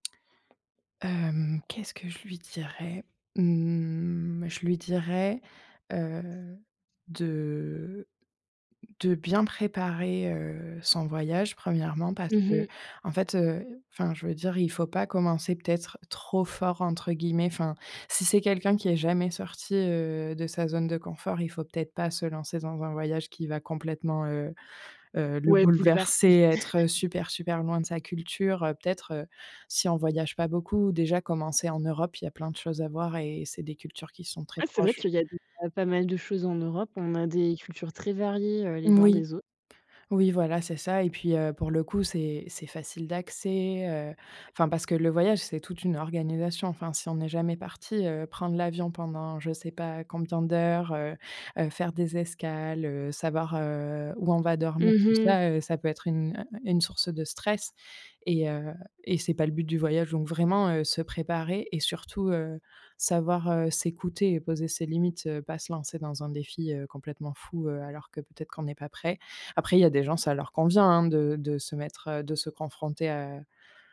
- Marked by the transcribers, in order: tapping; laugh; other background noise
- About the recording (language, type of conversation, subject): French, podcast, Peux-tu raconter une aventure qui a changé ta façon de voir les choses ?